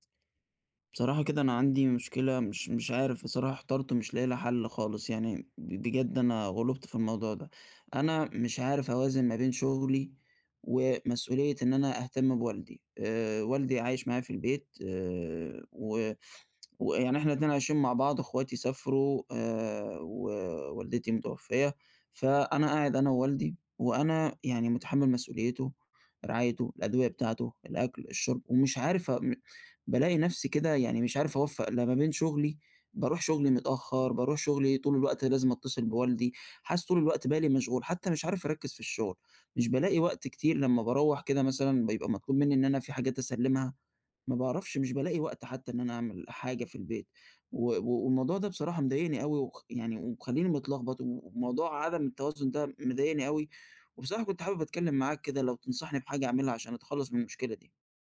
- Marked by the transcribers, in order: tsk
- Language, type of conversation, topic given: Arabic, advice, إزاي أوازن بين الشغل ومسؤوليات رعاية أحد والديّ؟